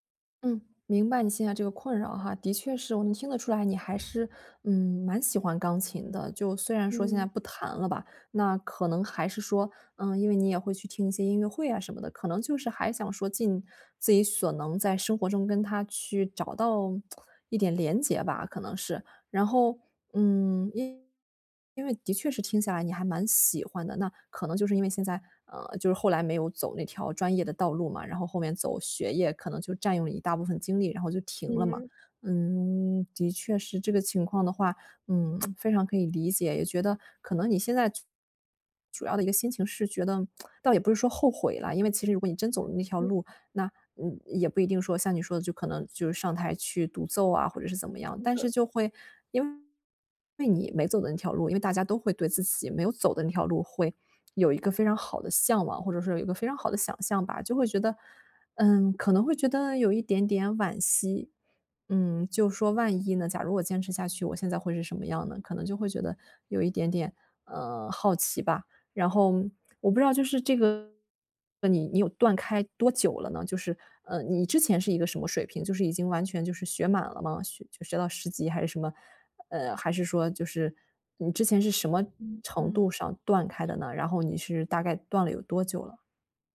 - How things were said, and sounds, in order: lip smack; lip smack; lip smack
- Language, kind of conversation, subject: Chinese, advice, 我怎样才能重新找回对爱好的热情？